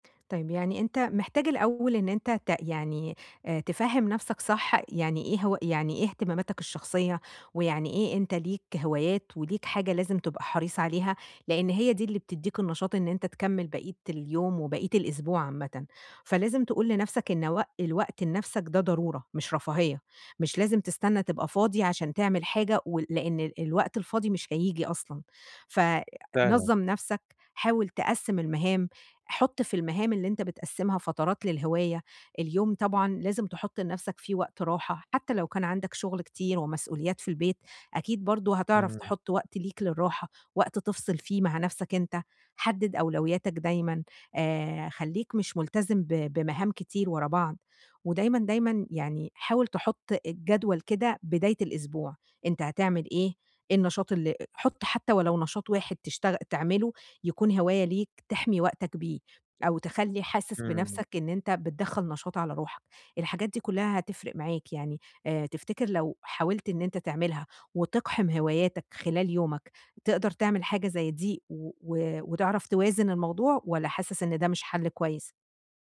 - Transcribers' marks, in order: none
- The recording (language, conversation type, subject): Arabic, advice, إزاي أوازن بين التزاماتي اليومية ووقتي لهواياتي بشكل مستمر؟
- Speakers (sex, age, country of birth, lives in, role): female, 30-34, Egypt, Egypt, advisor; male, 25-29, Egypt, Greece, user